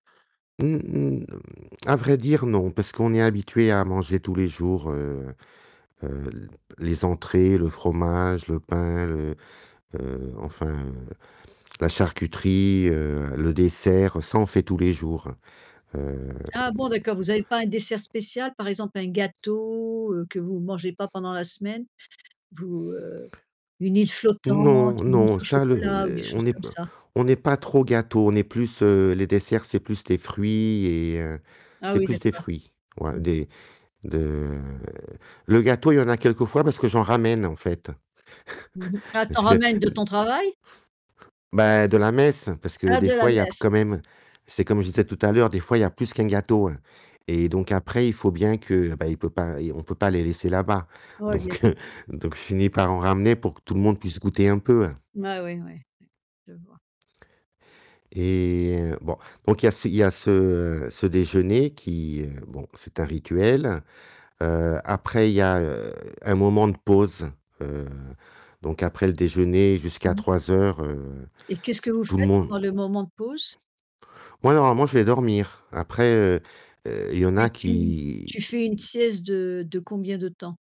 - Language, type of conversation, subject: French, podcast, Quel est ton rituel du dimanche à la maison ?
- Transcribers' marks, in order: distorted speech; static; chuckle; laughing while speaking: "donc heu"